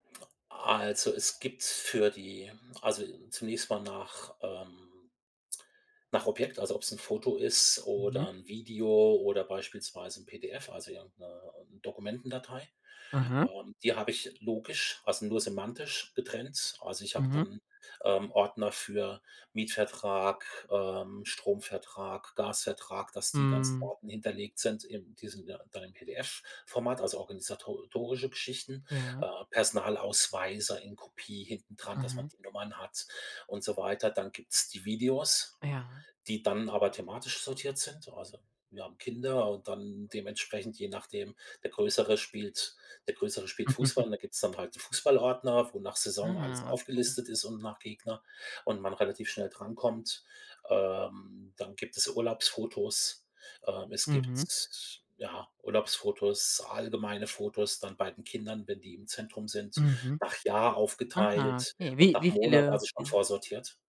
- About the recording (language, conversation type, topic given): German, podcast, Wie organisierst du deine digitalen Fotos und Erinnerungen?
- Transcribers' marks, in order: "organisatorische" said as "organisatotorische"; chuckle